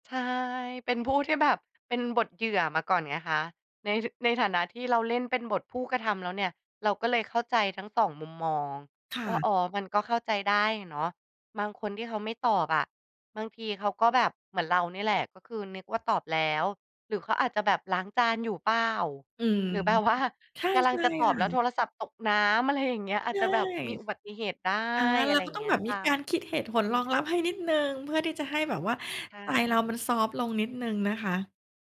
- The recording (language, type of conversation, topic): Thai, podcast, คุณรู้สึกยังไงกับคนที่อ่านแล้วไม่ตอบ?
- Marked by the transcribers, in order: laughing while speaking: "ว่า"; laughing while speaking: "อะไรอย่างเงี้ย"